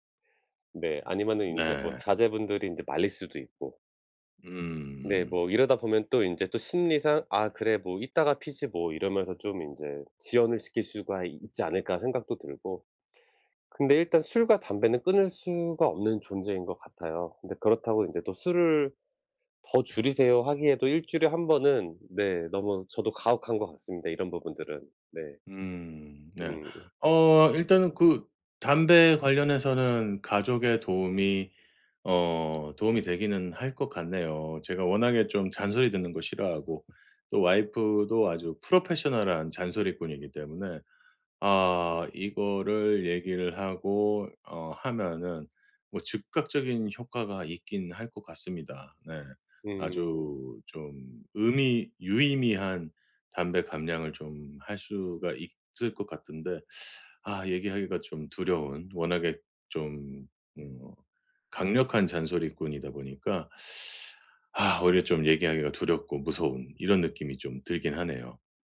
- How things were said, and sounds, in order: tapping; teeth sucking; teeth sucking
- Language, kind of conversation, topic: Korean, advice, 유혹을 느낄 때 어떻게 하면 잘 막을 수 있나요?